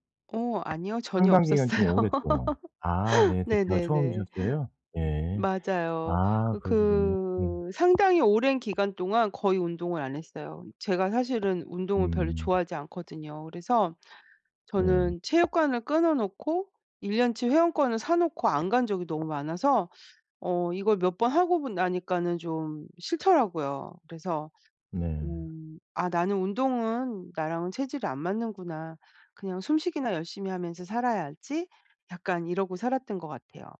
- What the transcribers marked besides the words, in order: tapping; laughing while speaking: "전혀 없었어요"; laugh
- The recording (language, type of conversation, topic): Korean, advice, 어떻게 하면 일관된 습관을 꾸준히 오래 유지할 수 있을까요?